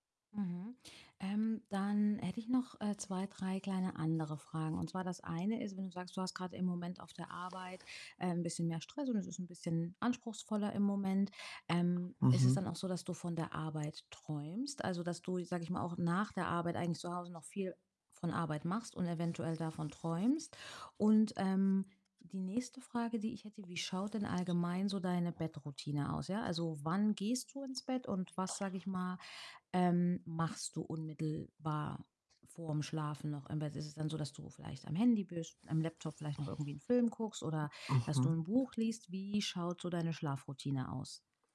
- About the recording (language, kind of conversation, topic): German, advice, Wie kann ich häufiges nächtliches Aufwachen und nicht erholsamen Schlaf verbessern?
- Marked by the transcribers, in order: other background noise